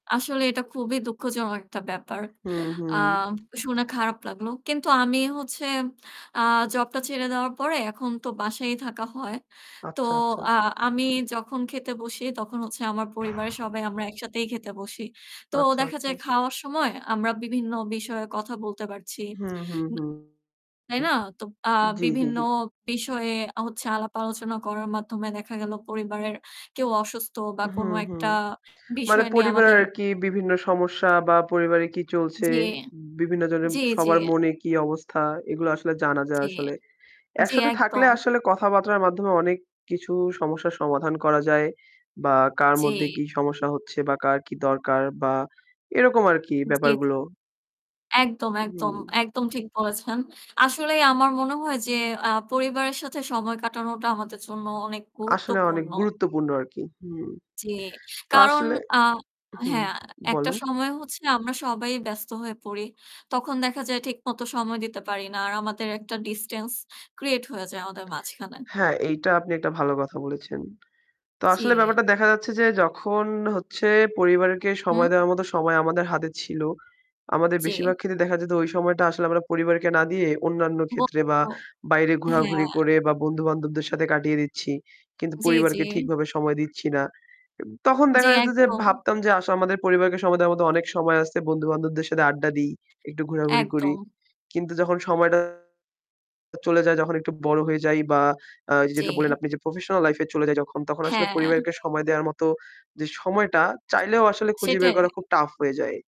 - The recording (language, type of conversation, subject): Bengali, unstructured, আপনি কেন মনে করেন পরিবারের সঙ্গে সময় কাটানো গুরুত্বপূর্ণ?
- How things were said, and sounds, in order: "দুঃখজনক" said as "দুঃখজন"; tapping; static; distorted speech